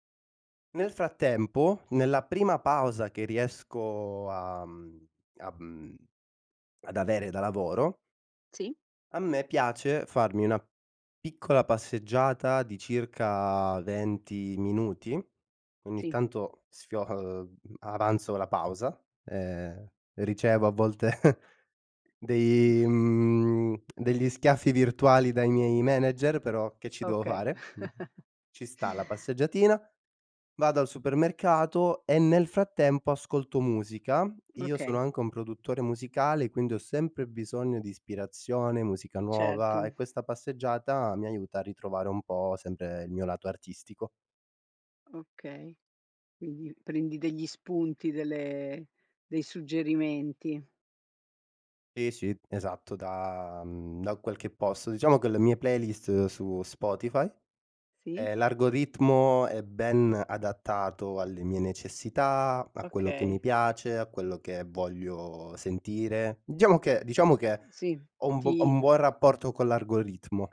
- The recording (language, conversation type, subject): Italian, podcast, Come organizzi la tua routine mattutina per iniziare bene la giornata?
- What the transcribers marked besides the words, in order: giggle; laugh; sigh; "l'algoritmo" said as "argoritmo"; "l'algoritmo" said as "argoritmo"